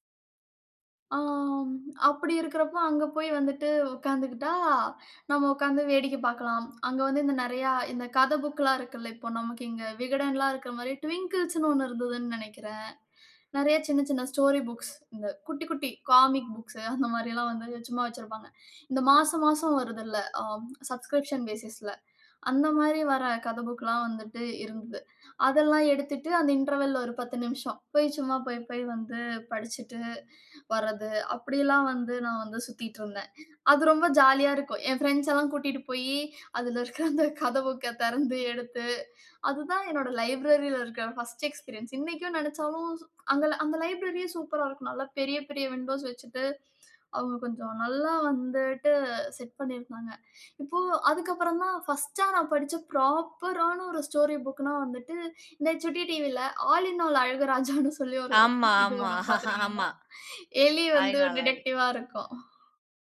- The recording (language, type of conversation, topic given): Tamil, podcast, நீங்கள் முதல் முறையாக நூலகத்திற்குச் சென்றபோது அந்த அனுபவம் எப்படி இருந்தது?
- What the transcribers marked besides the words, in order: drawn out: "ஆம்"; in English: "புக்லாம்"; in English: "ட்விங்கிள்ஸ்ன்னு"; in English: "ஸ்டோரி புக்ஸ்"; in English: "காமிக் புக்ஸ்"; in English: "சப்ஸ்கிரிப்ஷன் ஃபேசிஸ்ல"; in English: "புக்லாம்"; in English: "இன்டர்வல்ல"; in English: "ஃபிரெண்ட்ஸ்"; laughing while speaking: "இருக்க அந்த கத புக்க திறந்து எடுத்து"; in English: "புக்க"; in English: "லைப்ரரில"; in English: "எக்ஸ்பீரியன்ஸ்"; in English: "லைப்ரரியே"; in English: "விண்டோஸ்"; in English: "செட்"; in English: "ஃப்ராப்பரான"; in English: "ஸ்டோரி புக்னா"; laughing while speaking: "அழகு ராஜான்னு சொல்லி"; laugh; "அழகு" said as "லகு"; in English: "டிடெக்டிவா"